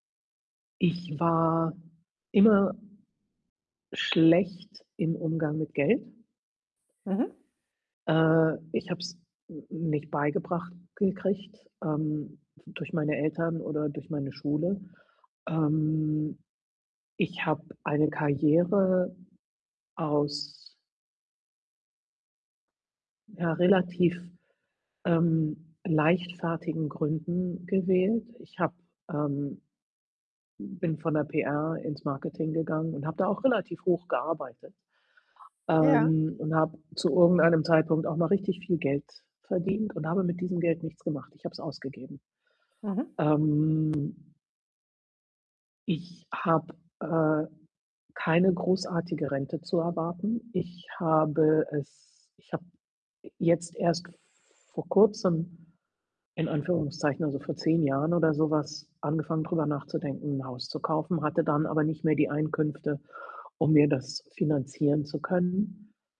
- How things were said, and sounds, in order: drawn out: "Ähm"; other background noise; drawn out: "Ähm"; static
- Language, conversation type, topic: German, advice, Wie kann ich Akzeptanz für meine verlorenen Lebenspläne finden?